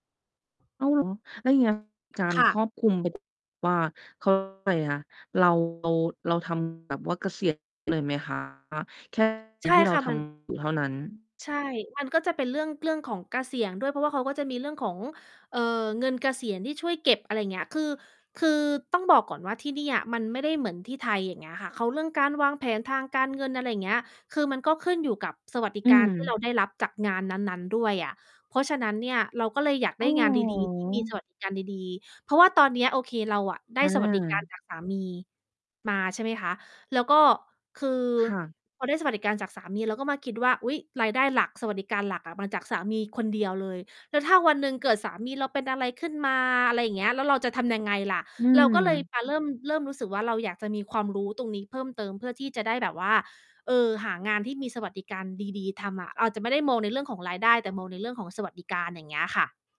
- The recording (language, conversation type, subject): Thai, podcast, การเรียนออนไลน์ส่งผลต่อคุณอย่างไรบ้าง?
- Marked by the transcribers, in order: distorted speech; tapping; "เกษียณ" said as "เกษียง"